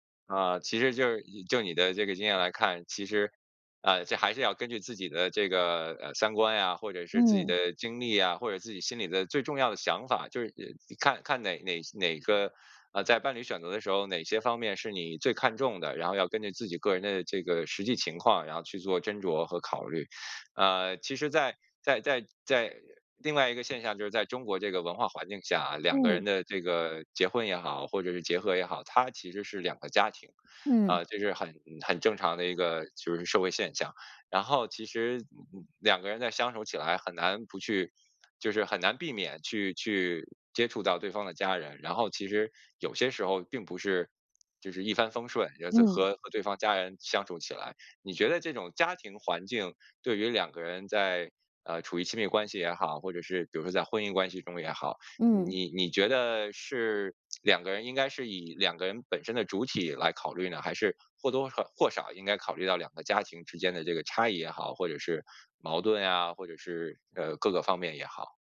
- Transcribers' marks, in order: other background noise
- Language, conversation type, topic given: Chinese, podcast, 选择伴侣时你最看重什么？